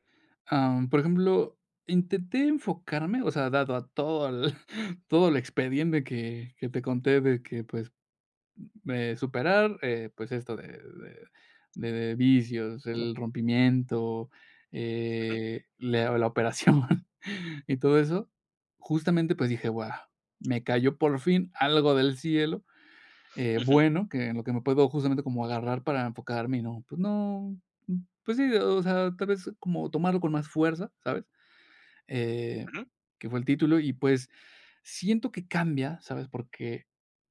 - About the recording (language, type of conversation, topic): Spanish, advice, ¿Cómo puedo aceptar que mis planes a futuro ya no serán como los imaginaba?
- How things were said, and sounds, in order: chuckle; laughing while speaking: "operación"; tapping